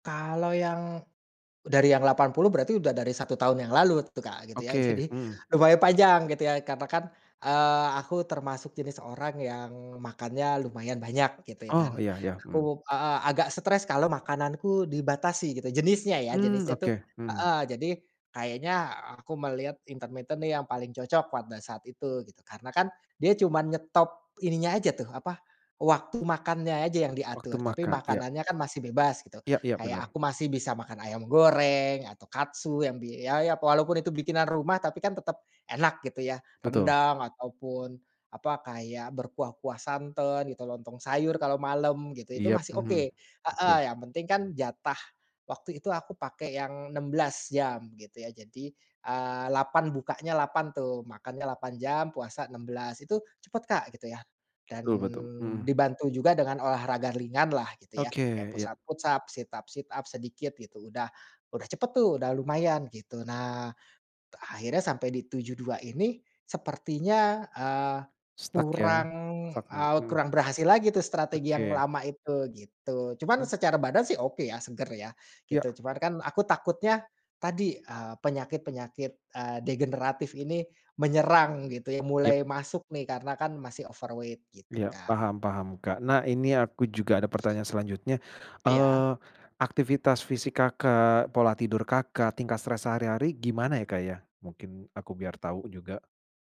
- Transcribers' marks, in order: in English: "push up-push up sit up-sit up"; in English: "Stuck"; in English: "stuck"; in English: "overweight"
- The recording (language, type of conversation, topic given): Indonesian, advice, Mengapa berat badan saya tidak turun meski sudah berdiet?